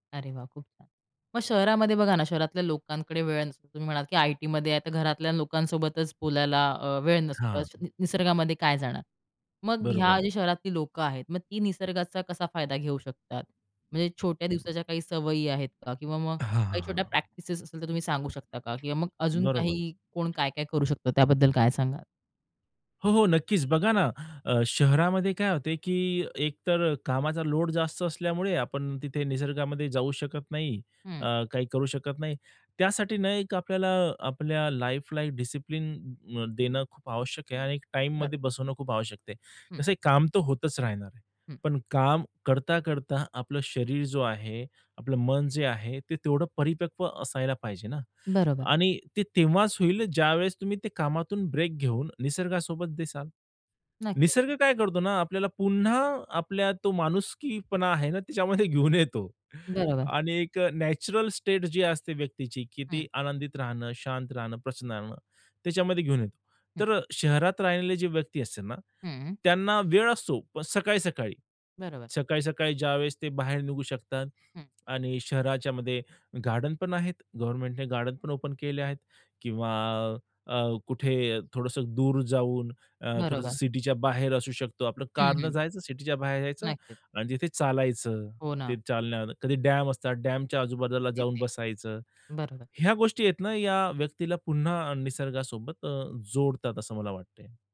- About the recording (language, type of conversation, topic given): Marathi, podcast, निसर्गाची शांतता तुझं मन कसं बदलते?
- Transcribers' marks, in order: tapping; other background noise; in English: "लाईफला"; laughing while speaking: "त्याच्यामध्ये घेऊन येतो"; in English: "ओपन"